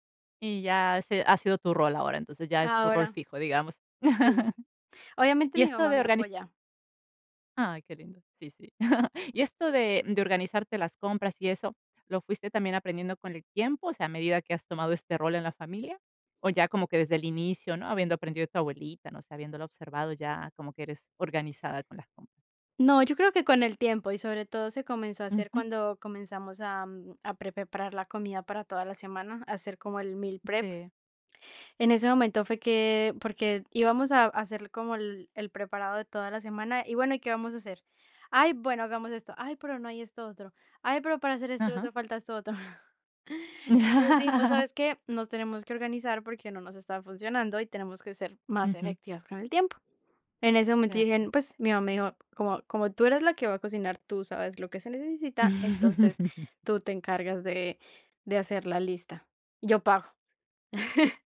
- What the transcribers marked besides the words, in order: chuckle; chuckle; laugh; chuckle; laugh; chuckle
- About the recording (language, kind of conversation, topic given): Spanish, podcast, ¿Cómo decides qué comprar en el súper cada semana?